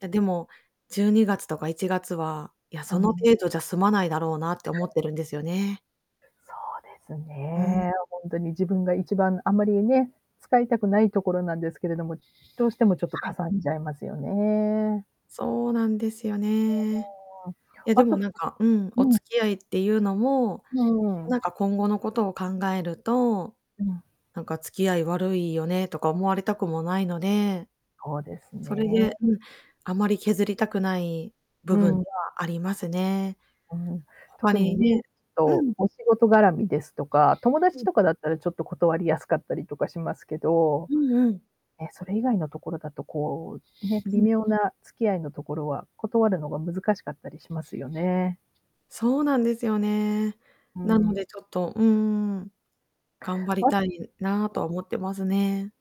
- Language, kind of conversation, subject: Japanese, advice, 予算を守りつつ無理せずに予算管理を始めるにはどうすればいいですか？
- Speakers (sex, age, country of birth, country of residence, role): female, 40-44, Japan, Japan, user; female, 50-54, Japan, United States, advisor
- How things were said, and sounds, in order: other background noise; unintelligible speech; distorted speech